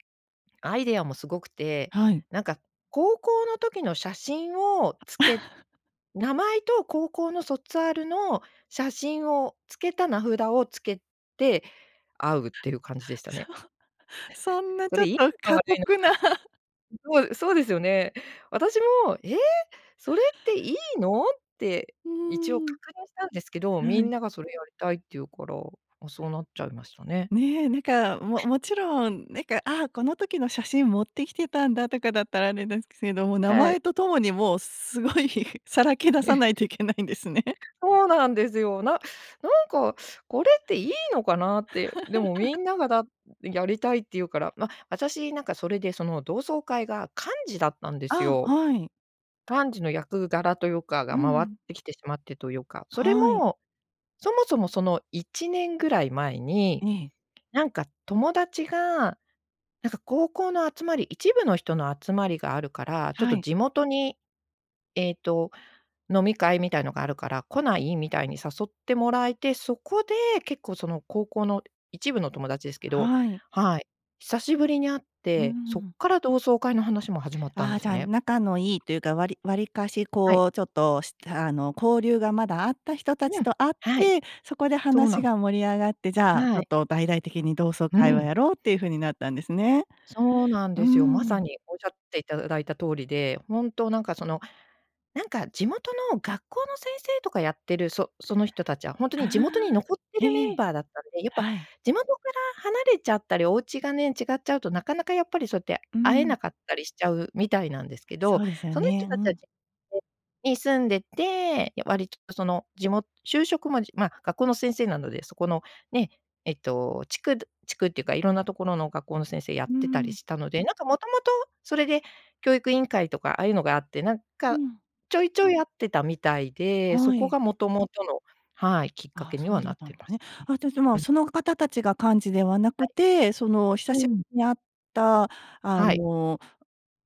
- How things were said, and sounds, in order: laugh; laugh; other noise; laughing while speaking: "そ そんな、ちょっと、過酷な"; laugh; laughing while speaking: "すごい、さらけ出さないといけないんですね"; giggle; laugh; tapping; unintelligible speech
- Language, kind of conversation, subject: Japanese, podcast, 長年会わなかった人と再会したときの思い出は何ですか？